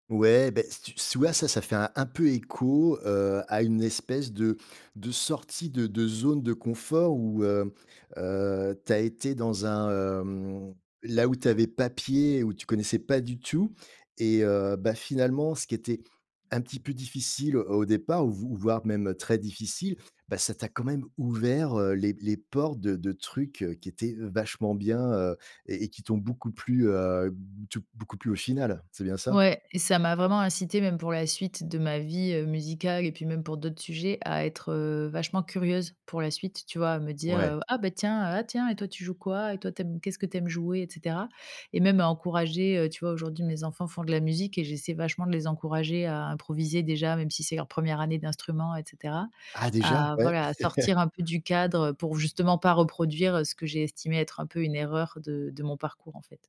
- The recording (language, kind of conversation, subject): French, podcast, Comment tes goûts musicaux ont-ils évolué avec le temps ?
- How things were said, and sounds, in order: chuckle